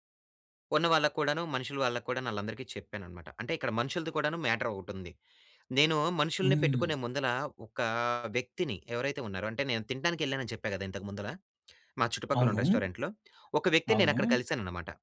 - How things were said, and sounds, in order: in English: "మ్యాటర్"; tapping; in English: "రెస్టారెంట్‌లో"
- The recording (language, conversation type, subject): Telugu, podcast, ఒక కమ్యూనిటీ వంటశాల నిర్వహించాలంటే ప్రారంభంలో ఏం చేయాలి?